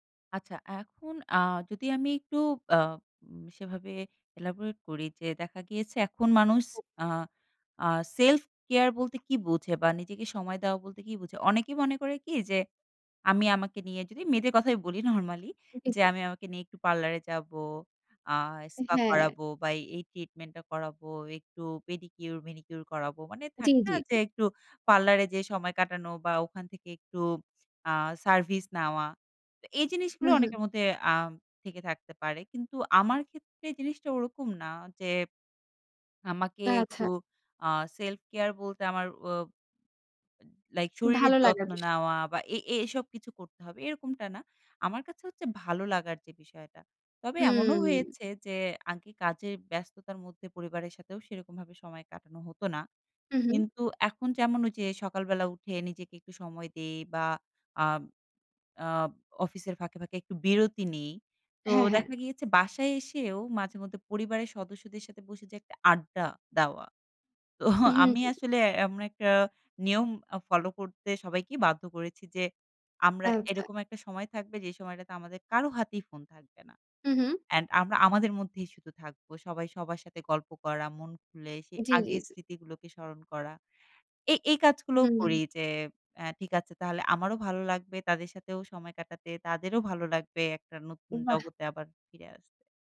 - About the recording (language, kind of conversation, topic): Bengali, podcast, নিজেকে সময় দেওয়া এবং আত্মযত্নের জন্য আপনার নিয়মিত রুটিনটি কী?
- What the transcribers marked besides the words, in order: in English: "elaborate"; laughing while speaking: "নরমালি"; "আগে" said as "আংকে"; laughing while speaking: "তো"